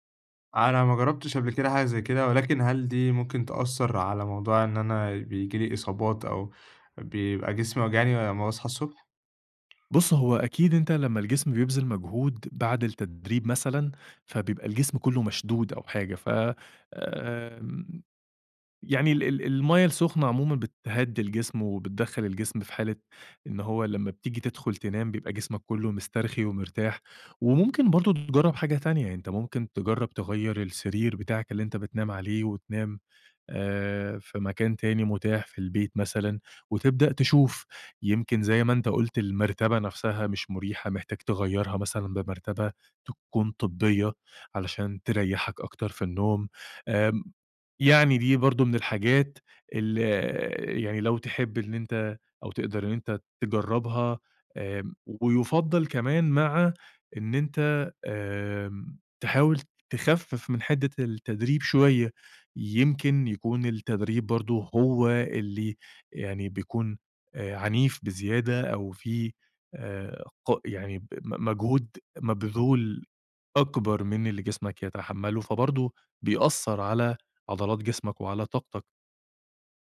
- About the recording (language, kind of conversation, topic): Arabic, advice, إزاي بتصحى بدري غصب عنك ومابتعرفش تنام تاني؟
- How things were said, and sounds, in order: tapping